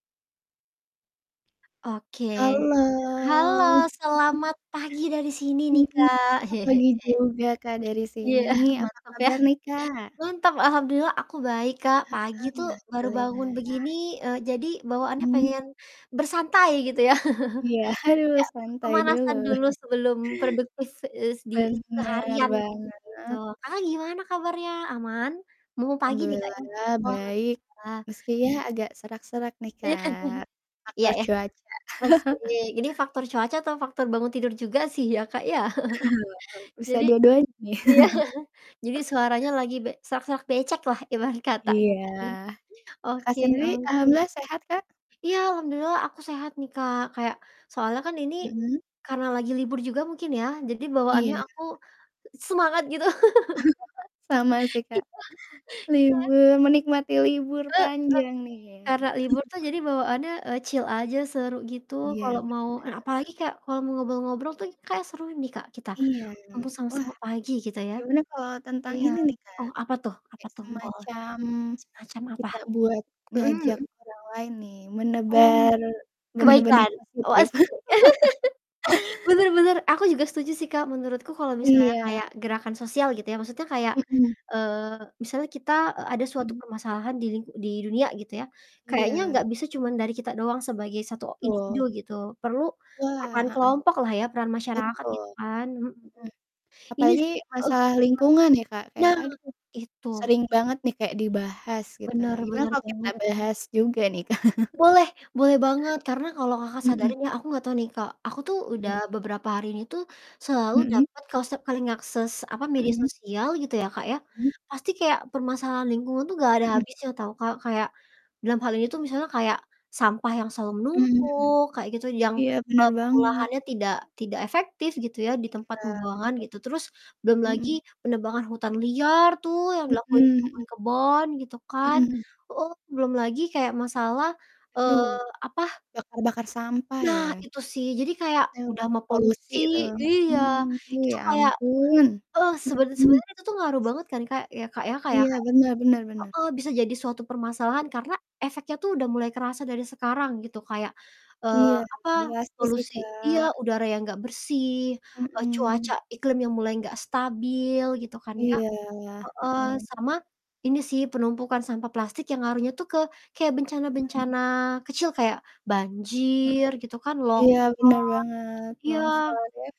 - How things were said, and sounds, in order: other background noise; drawn out: "Halo"; chuckle; laughing while speaking: "Iya"; distorted speech; chuckle; chuckle; unintelligible speech; chuckle; chuckle; laughing while speaking: "iya"; chuckle; other noise; chuckle; laughing while speaking: "gitu Iya, heeh"; laugh; chuckle; in English: "chill"; laugh; chuckle; static; laughing while speaking: "Kak?"; in English: "link"; unintelligible speech
- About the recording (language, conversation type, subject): Indonesian, unstructured, Apa yang dapat dilakukan masyarakat agar lebih peduli terhadap lingkungan?